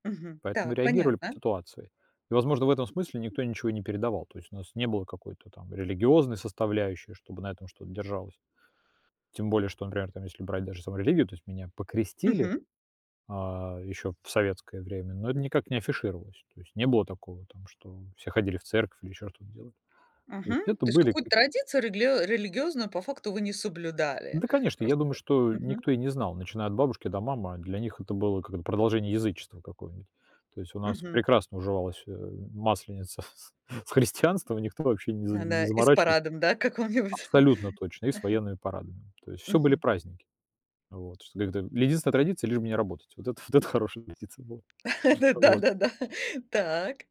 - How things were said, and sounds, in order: chuckle; laughing while speaking: "каком-нибудь"; chuckle; laughing while speaking: "вот это"; tapping; laughing while speaking: "Ну да-да-да!"
- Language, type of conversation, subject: Russian, podcast, Как вы реагируете, если дети не хотят следовать традициям?